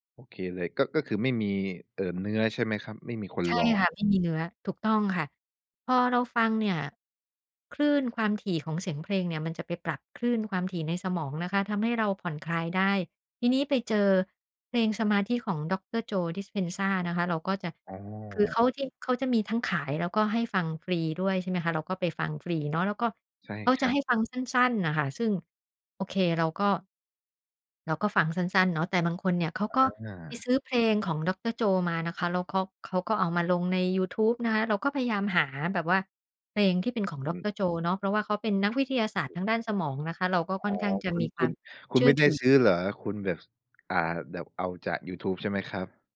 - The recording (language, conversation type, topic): Thai, podcast, กิจวัตรดูแลใจประจำวันของคุณเป็นอย่างไรบ้าง?
- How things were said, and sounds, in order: other background noise